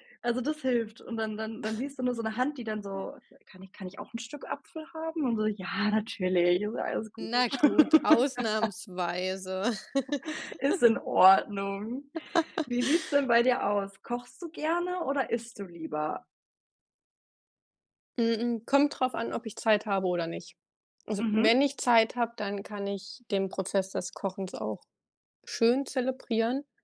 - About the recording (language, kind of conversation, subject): German, unstructured, Welche Speisen lösen bei dir Glücksgefühle aus?
- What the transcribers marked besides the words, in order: chuckle; unintelligible speech; other background noise; laugh